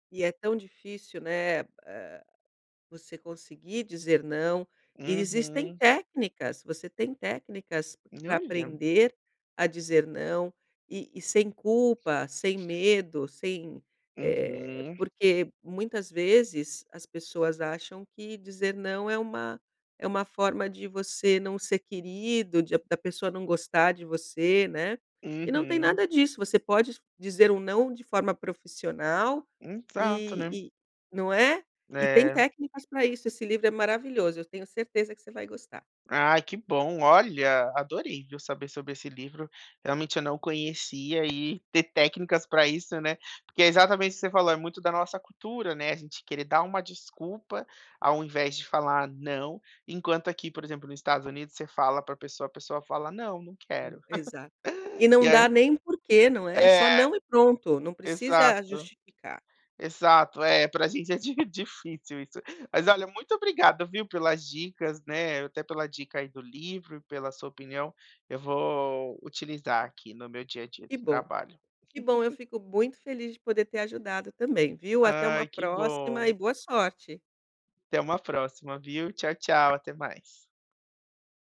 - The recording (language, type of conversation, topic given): Portuguese, advice, Como posso manter o equilíbrio entre o trabalho e a vida pessoal ao iniciar a minha startup?
- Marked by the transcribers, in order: chuckle; laughing while speaking: "di difícil isso"; chuckle